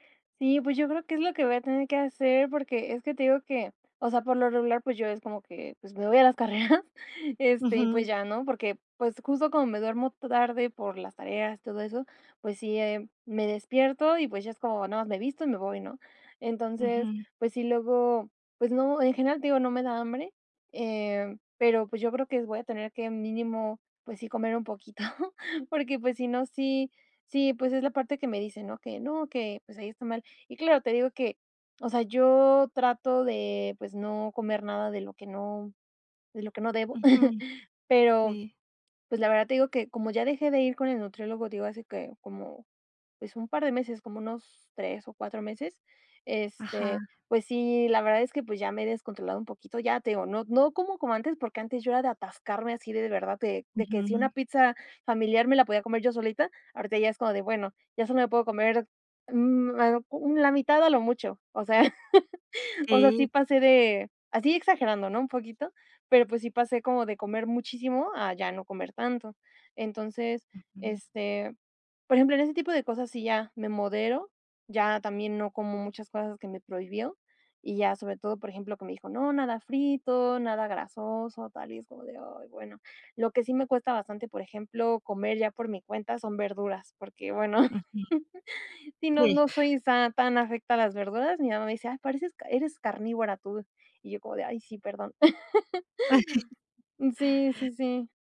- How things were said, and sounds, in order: laughing while speaking: "las carreras"; chuckle; chuckle; laugh; chuckle; chuckle; laugh
- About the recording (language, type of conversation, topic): Spanish, advice, ¿Por qué me siento frustrado/a por no ver cambios después de intentar comer sano?